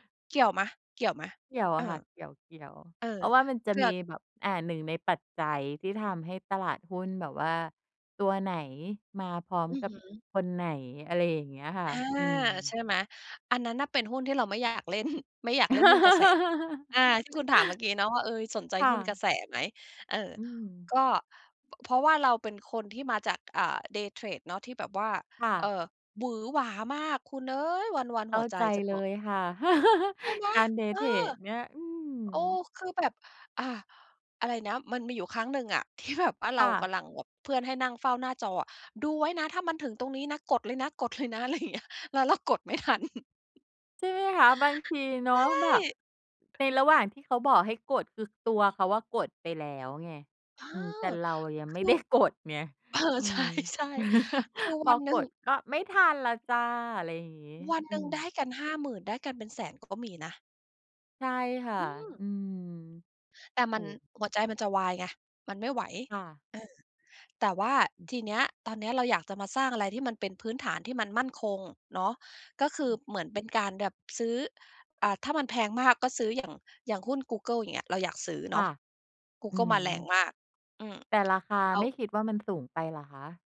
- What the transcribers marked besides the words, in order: chuckle; laugh; in English: "Day trade"; stressed: "เอ๊ย"; chuckle; in English: "Day trade"; laughing while speaking: "ที่แบบ"; laughing while speaking: "เลยนะ อะไรอย่างเงี้ย แล้วเรากดไม่ทัน"; chuckle; put-on voice: "ใช่"; laughing while speaking: "เออ ใช่ ๆ"; laughing while speaking: "ได้กด"; chuckle; tapping; tsk
- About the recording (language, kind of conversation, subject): Thai, podcast, ถ้าคุณเริ่มเล่นหรือสร้างอะไรใหม่ๆ ได้ตั้งแต่วันนี้ คุณจะเลือกทำอะไร?